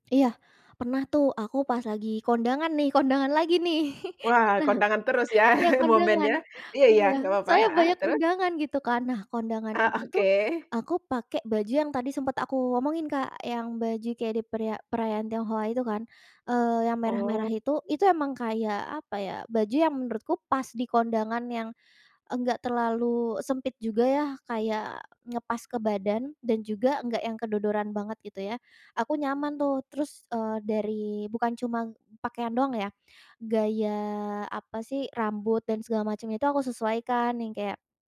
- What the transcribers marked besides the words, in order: chuckle
- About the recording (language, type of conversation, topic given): Indonesian, podcast, Bagaimana pakaian dapat mengubah suasana hatimu dalam keseharian?